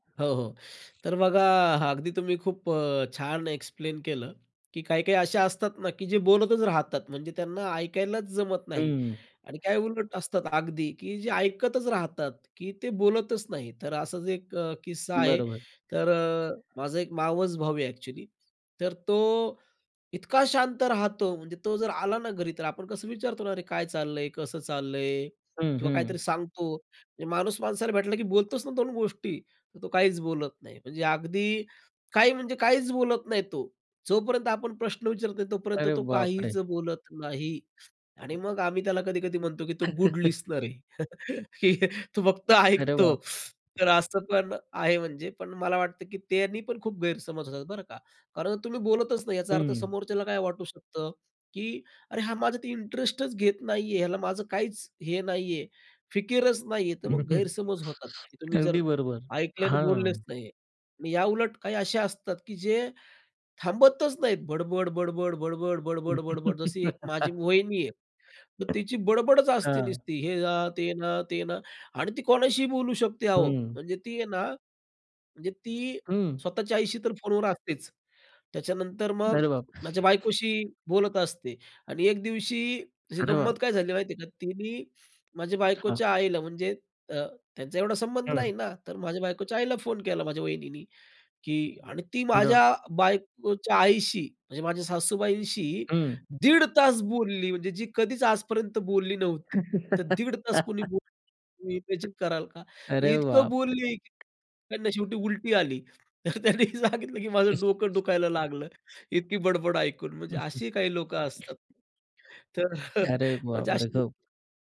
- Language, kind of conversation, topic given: Marathi, podcast, बोलणे आणि ऐकणे यांचा समतोल तुम्ही कसा राखता?
- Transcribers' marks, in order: other background noise; in English: "एक्सप्लेन"; laugh; in English: "गुड लिस्टनर"; chuckle; laughing while speaking: "तू फक्त ऐकतो"; tapping; laughing while speaking: "हं, हं"; laugh; laugh; stressed: "दीड तास"; laugh; laughing while speaking: "अरे बापरे!"; in English: "इमॅजिन"; laughing while speaking: "तर त्यांनी सांगितलं, की माझं डोकं दुखायला लागलं"; other noise; laugh; laughing while speaking: "तर म्हणजे अशी"